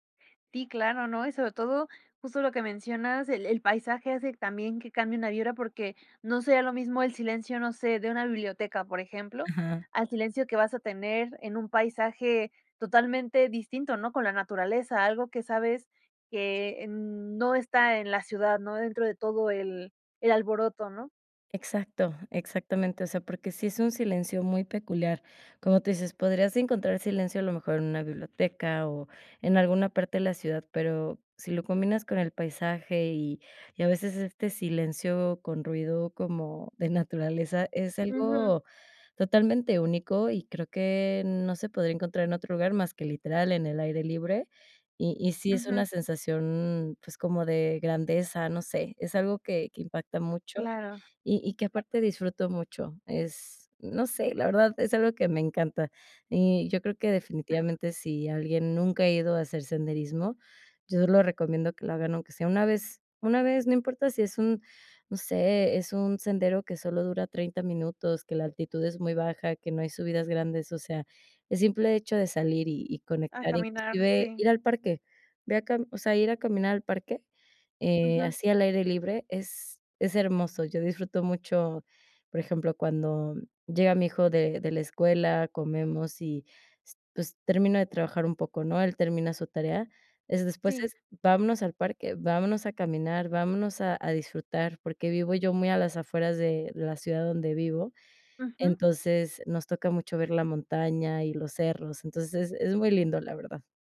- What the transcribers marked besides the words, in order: chuckle
- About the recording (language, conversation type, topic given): Spanish, podcast, ¿Qué es lo que más disfrutas de tus paseos al aire libre?